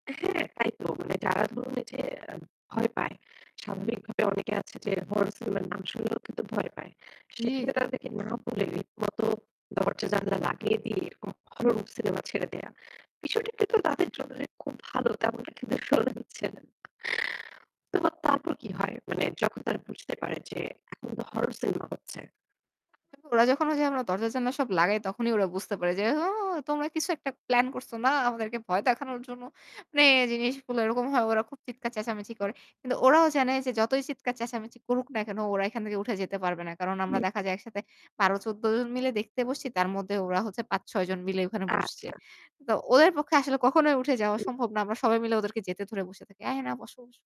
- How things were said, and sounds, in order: static; distorted speech; unintelligible speech; unintelligible speech; unintelligible speech; put-on voice: "ও! তোমরা কিছু একটা প্ল্যান করছ না? আমাদেরকে ভয় দেখানোর জন্য"; tapping; put-on voice: "আরে না বসো, বসো"
- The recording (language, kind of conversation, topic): Bengali, podcast, পরিবারের সবাই মিলে বাড়িতে দেখা কোন সিনেমাটা আজও আপনাকে নাড়া দেয়?